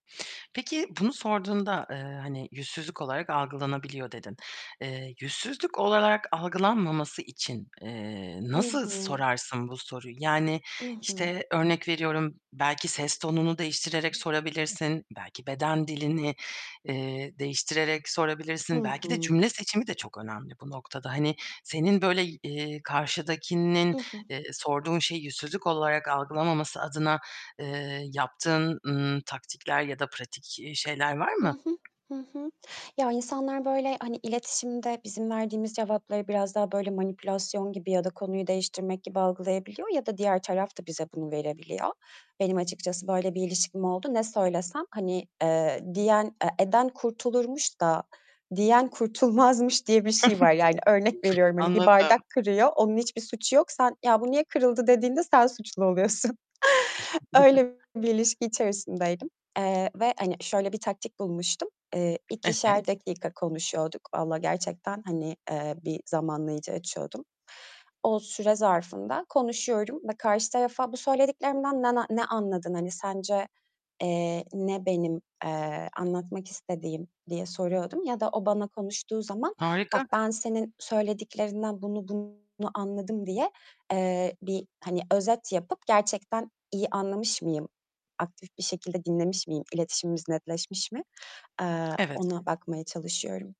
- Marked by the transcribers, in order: tapping; other background noise; static; chuckle; chuckle; laughing while speaking: "sen suçlu oluyorsun"; chuckle; distorted speech
- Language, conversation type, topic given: Turkish, podcast, “Ne demek istedin?” diye sormak utanç verici mi?